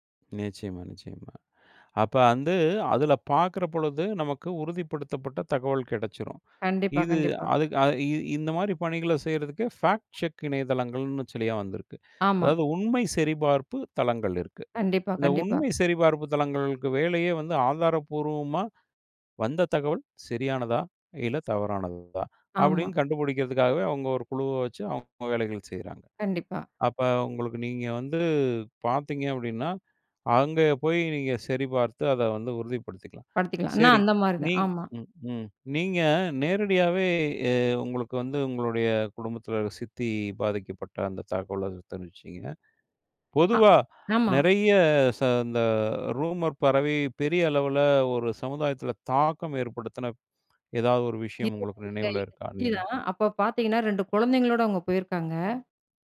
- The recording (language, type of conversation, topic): Tamil, podcast, நம்பிக்கையான தகவல் மூலங்களை எப்படி கண்டுபிடிக்கிறீர்கள்?
- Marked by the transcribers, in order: in English: "ஃபேக்ட் செக்"